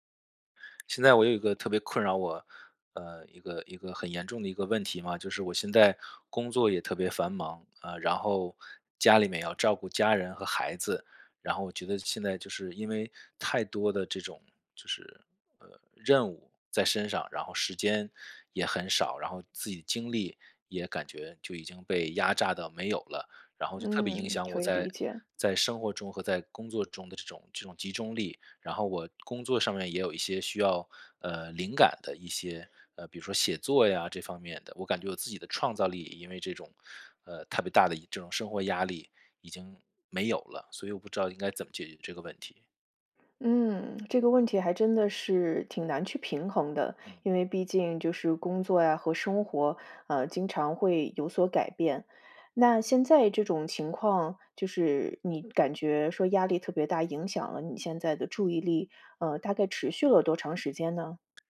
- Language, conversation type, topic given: Chinese, advice, 日常压力会如何影响你的注意力和创造力？
- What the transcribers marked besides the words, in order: other background noise